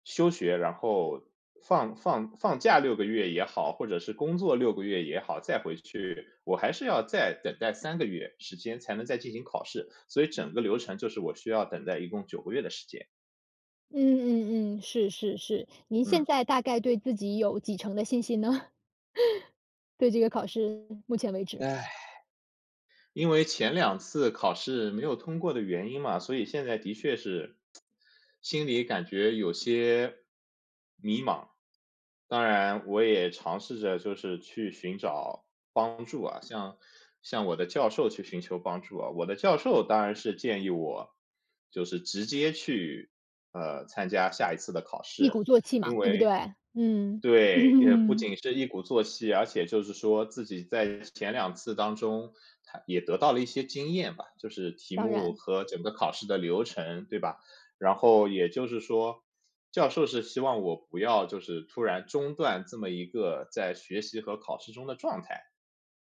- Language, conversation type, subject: Chinese, advice, 面对价值冲突导致的两难选择时，我该如何做出决定？
- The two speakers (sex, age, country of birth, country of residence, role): female, 40-44, China, United States, advisor; male, 35-39, China, United States, user
- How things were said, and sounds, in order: laughing while speaking: "呢？"; laugh; sigh; tsk; laugh